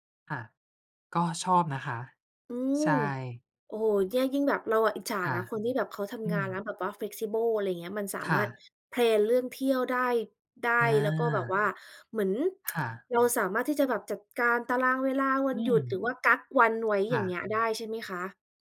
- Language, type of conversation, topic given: Thai, unstructured, คุณชอบไปเที่ยวที่ไหนมากที่สุด เพราะอะไร?
- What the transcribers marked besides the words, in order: "เนี่ย" said as "เยี่ย"; other background noise; in English: "flexible"; in English: "แพลน"; tapping